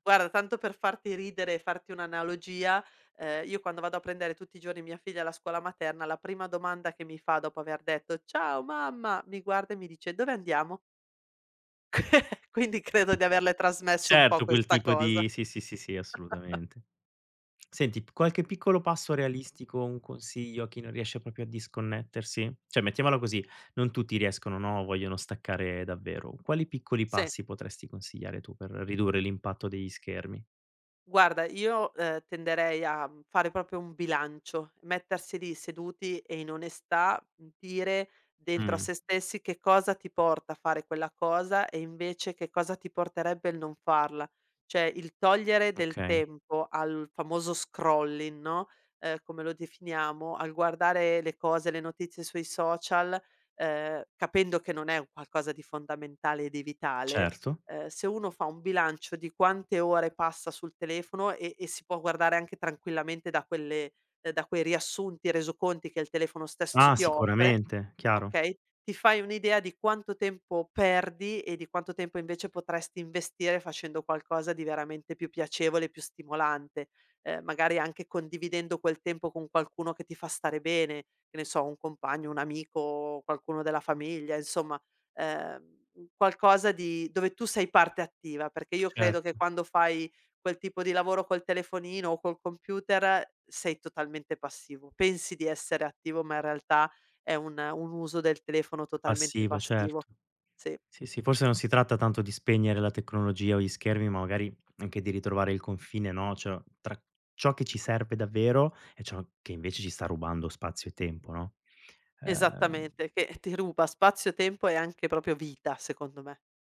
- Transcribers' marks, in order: "Guarda" said as "guara"; chuckle; chuckle; "proprio" said as "propio"; "Cioè" said as "ceh"; tapping; "proprio" said as "propio"; "Cioè" said as "ceh"; in English: "scrolling"; "offre" said as "opre"; other background noise; chuckle; "proprio" said as "propio"
- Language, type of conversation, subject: Italian, podcast, Come gestisci schermi e tecnologia prima di andare a dormire?